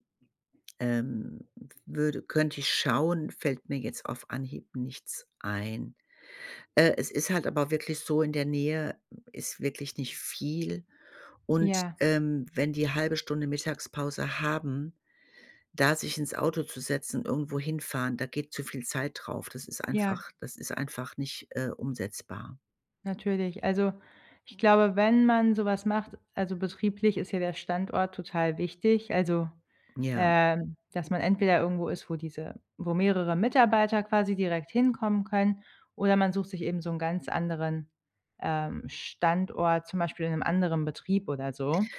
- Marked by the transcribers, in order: stressed: "haben"
- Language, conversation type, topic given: German, advice, Wie kann ich loslassen und meine Zukunft neu planen?